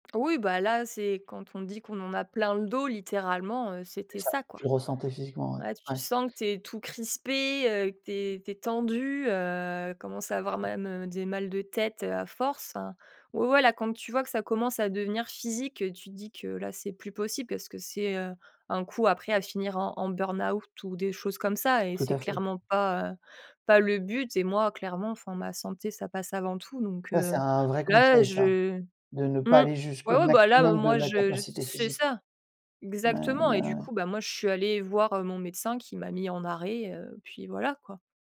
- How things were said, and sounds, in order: tapping
- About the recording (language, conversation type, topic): French, podcast, Comment savoir quand il est temps de quitter son travail ?